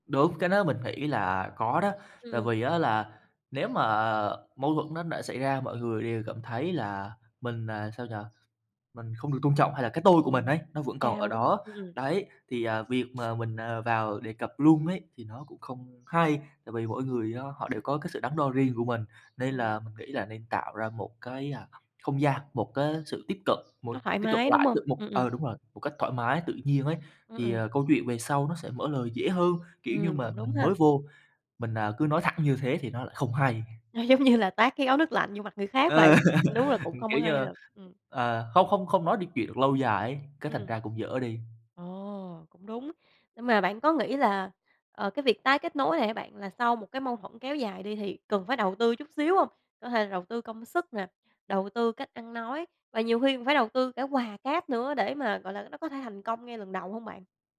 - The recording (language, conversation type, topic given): Vietnamese, podcast, Làm thế nào để tái kết nối với nhau sau một mâu thuẫn kéo dài?
- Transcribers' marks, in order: other background noise; tapping; laughing while speaking: "Nó giống như là"; laugh